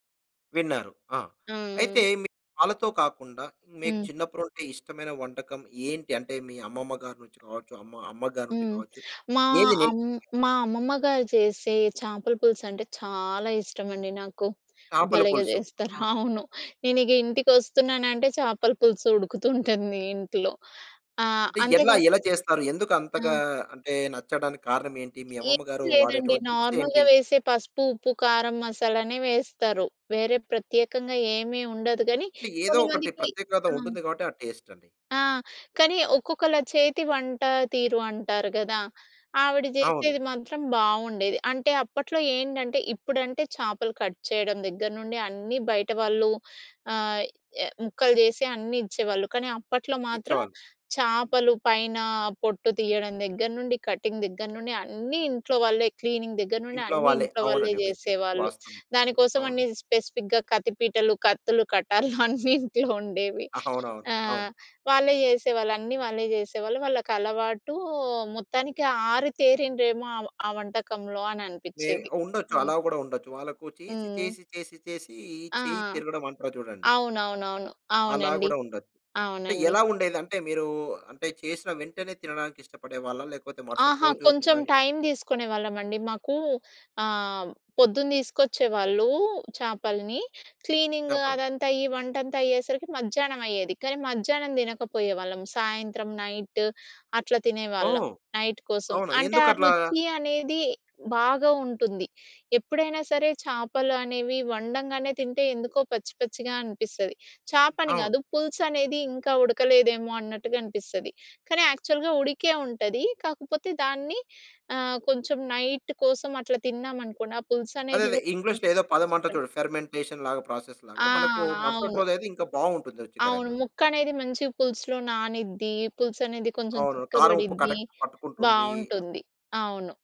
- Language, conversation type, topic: Telugu, podcast, చిన్నప్పుడు మీకు అత్యంత ఇష్టమైన వంటకం ఏది?
- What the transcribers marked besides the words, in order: tapping; other background noise; stressed: "చాలా"; laughing while speaking: "అవును"; in English: "వావ్!"; laughing while speaking: "ఉడుకుతుంటుంది"; in English: "నార్మల్‌గా"; in English: "కట్"; in English: "కటింగ్"; in English: "క్లీనింగ్"; in English: "స్పెసిఫిక్‌గా"; laughing while speaking: "కటార్లు అన్నీ ఇంట్లో ఉండేవి"; laughing while speaking: "అవునవును"; in English: "నైట్"; in English: "నైట్"; in English: "యాక్చల్‌గా"; in English: "నైట్"; unintelligible speech; in English: "ఫెర్మెంటేషన్‌లాగా, ప్రాసెస్‌లాగా"; in English: "కరెక్ట్‌గా"